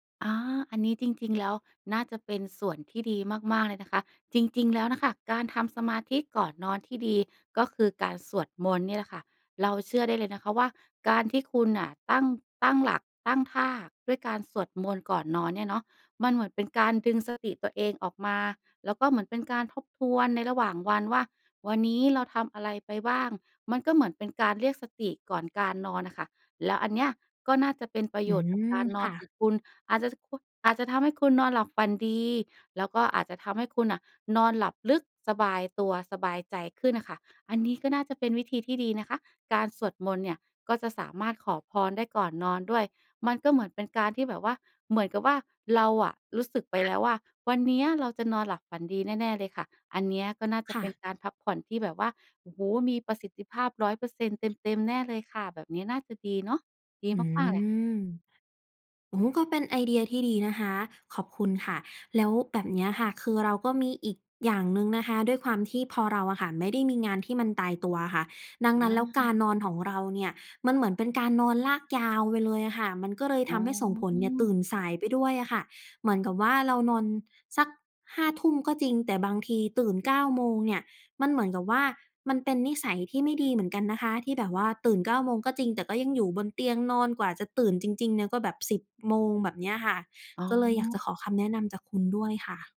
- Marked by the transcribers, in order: other background noise
- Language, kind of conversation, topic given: Thai, advice, ฉันควรทำอย่างไรดีเมื่อฉันนอนไม่เป็นเวลาและตื่นสายบ่อยจนส่งผลต่องาน?